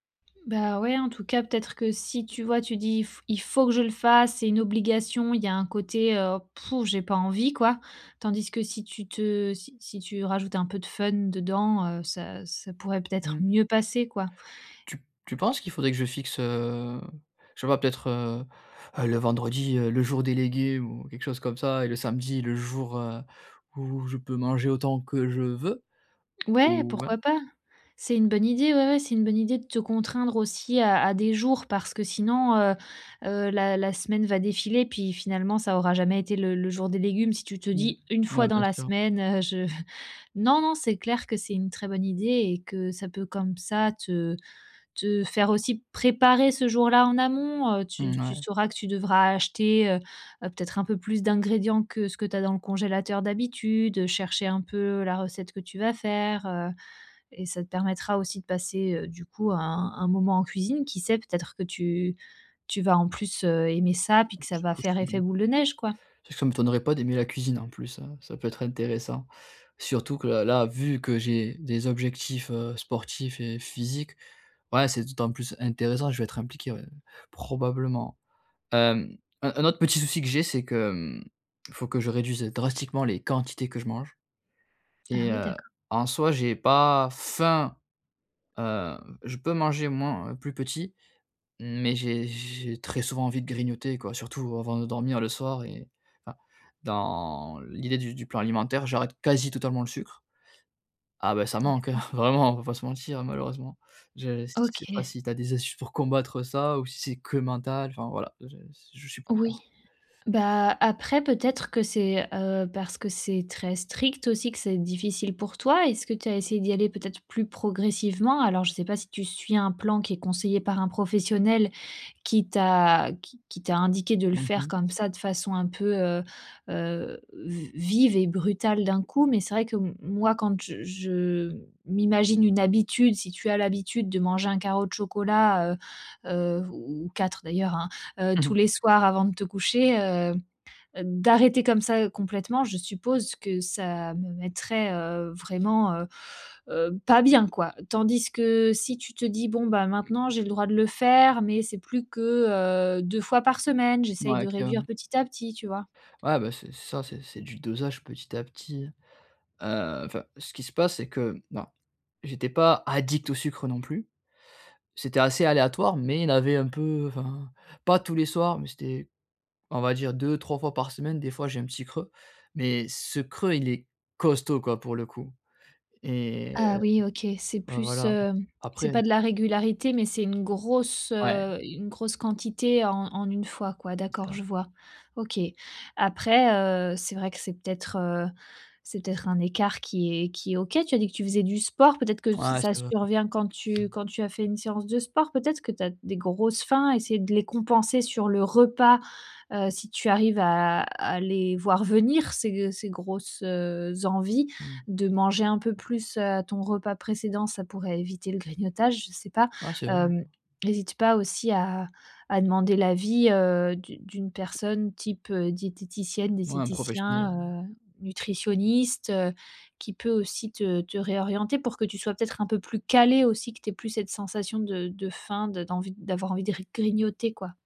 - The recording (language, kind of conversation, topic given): French, advice, Comment équilibrer le plaisir immédiat et les résultats à long terme ?
- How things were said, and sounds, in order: stressed: "faut"; stressed: "mieux"; drawn out: "heu"; drawn out: "heu"; chuckle; stressed: "préparer"; stressed: "faim"; drawn out: "dans"; laughing while speaking: "hein, vraiment"; stressed: "que"; stressed: "strict"; inhale; stressed: "pas bien"; other background noise; stressed: "dosage"; stressed: "addict"; stressed: "costaud"; tapping; stressed: "calé"